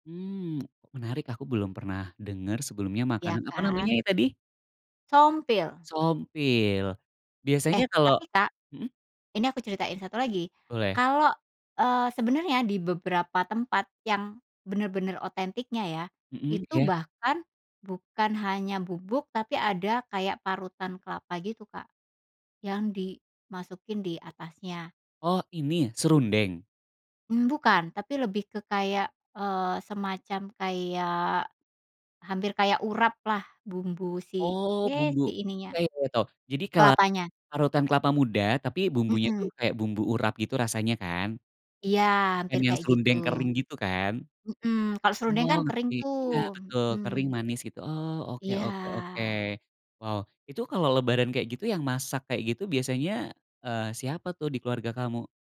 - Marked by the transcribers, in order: other background noise
- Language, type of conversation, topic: Indonesian, podcast, Apa saja makanan khas yang selalu ada di keluarga kamu saat Lebaran?